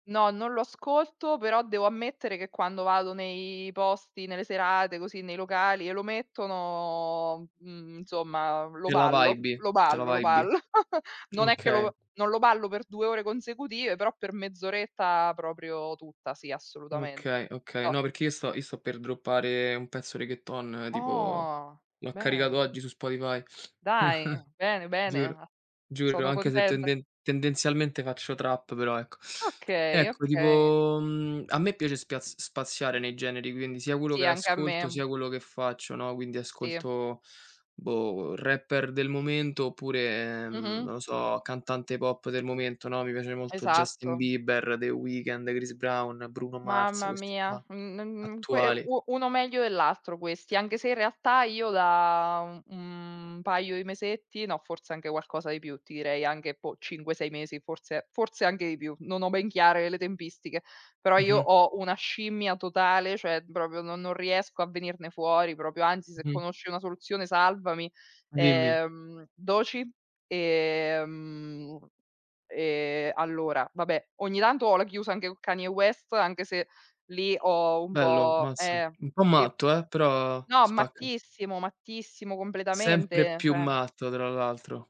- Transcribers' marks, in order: in English: "wibi"; laugh; in English: "wibi"; in English: "droppare"; chuckle; sniff; "cioè" said as "ceh"; "proprio" said as "propio"; "proprio" said as "propio"; "con" said as "co"; "cioè" said as "ceh"
- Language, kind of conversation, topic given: Italian, unstructured, Che tipo di musica ti fa sentire felice?